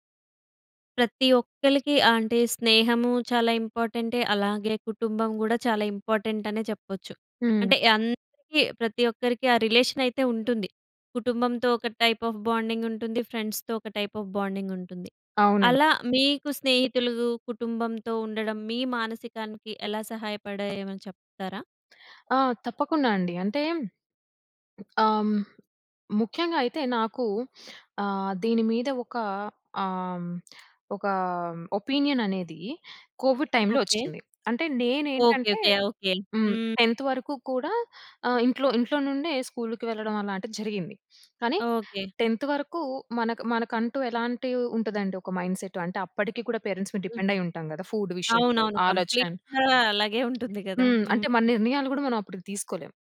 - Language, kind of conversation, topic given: Telugu, podcast, స్నేహితులు, కుటుంబంతో కలిసి ఉండటం మీ మానసిక ఆరోగ్యానికి ఎలా సహాయపడుతుంది?
- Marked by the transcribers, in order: in English: "ఇంపార్టెంట్"; in English: "రిలేషన్"; in English: "టైప్ ఆఫ్ బాండింగ్"; in English: "ఫ్రెండ్స్‌తో"; in English: "టైప్ ఆఫ్ బాండింగ్"; in English: "ఒపీనియన్"; in English: "కోవిడ్ టైమ్‌లో"; in English: "టెన్త్"; in English: "స్కూల్‌కి"; in English: "టెన్త్"; in English: "మైండ్‌సెట్"; in English: "పేరెంట్స్"; in English: "డిపెండ్"; in English: "ఫుడ్"; in English: "కంప్లీట్‌గా"; tapping; other background noise